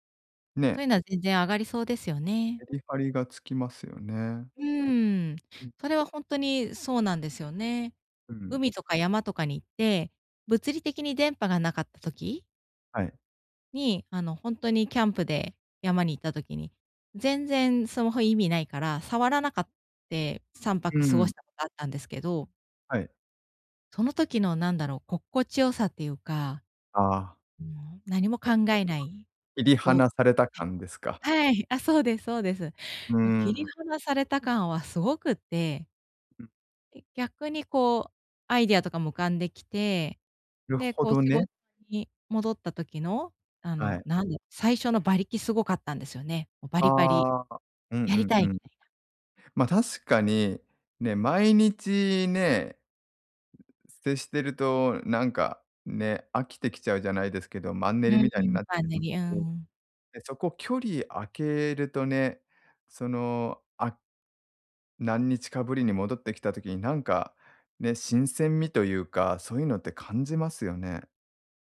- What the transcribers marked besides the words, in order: unintelligible speech; in English: "アイディア"
- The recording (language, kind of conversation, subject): Japanese, advice, 休暇中に本当にリラックスするにはどうすればいいですか？